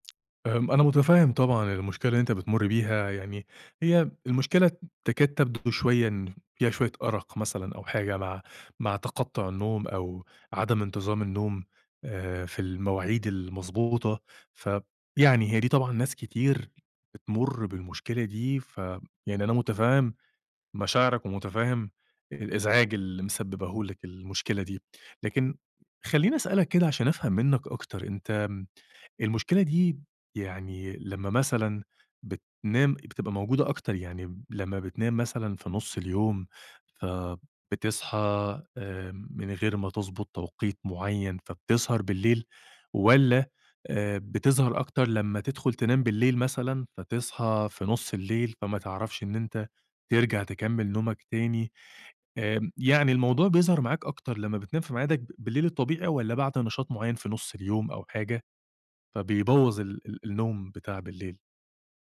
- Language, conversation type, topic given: Arabic, advice, إزاي بتصحى بدري غصب عنك ومابتعرفش تنام تاني؟
- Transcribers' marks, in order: none